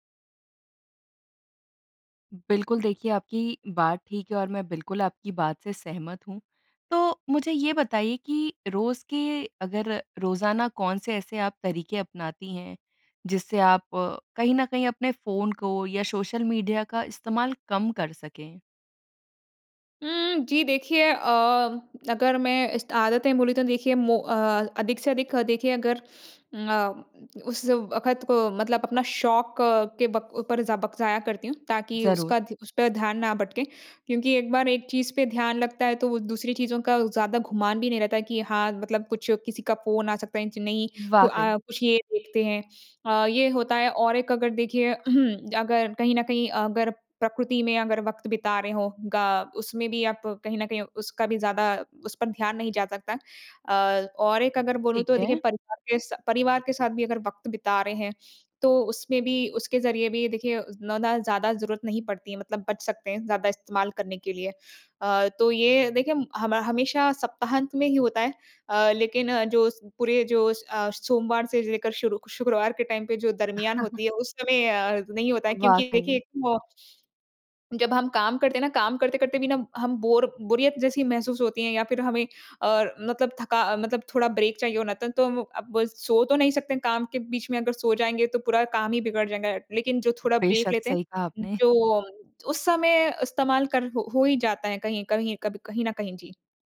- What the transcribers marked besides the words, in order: tapping; other background noise; throat clearing; "उतना" said as "उज़ना"; in English: "टाइम"; chuckle; in English: "ब्रेक"; in English: "ब्रेक"
- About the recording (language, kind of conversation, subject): Hindi, podcast, आप फ़ोन या सोशल मीडिया से अपना ध्यान भटकने से कैसे रोकते हैं?